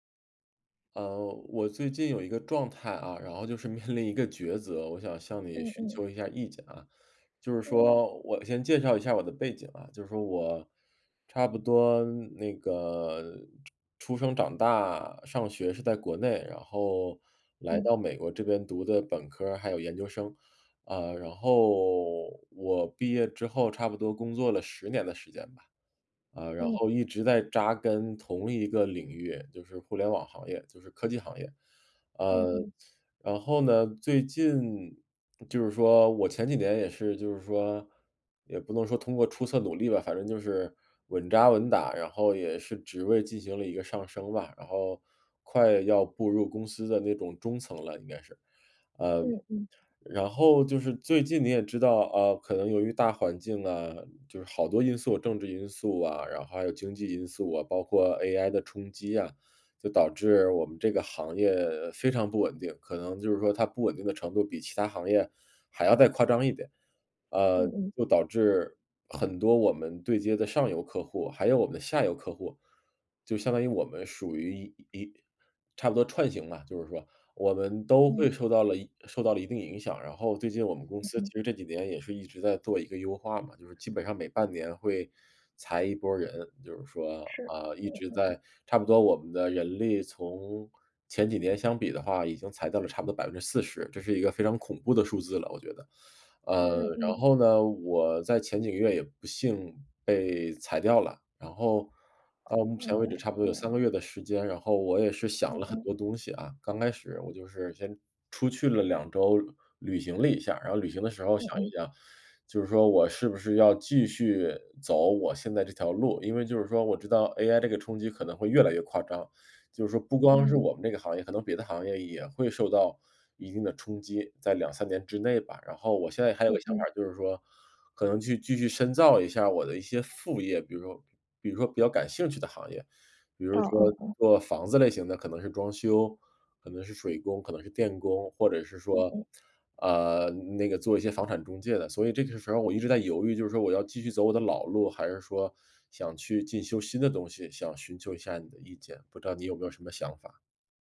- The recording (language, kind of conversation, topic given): Chinese, advice, 我该选择进修深造还是继续工作？
- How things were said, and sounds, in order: laughing while speaking: "面临"; other background noise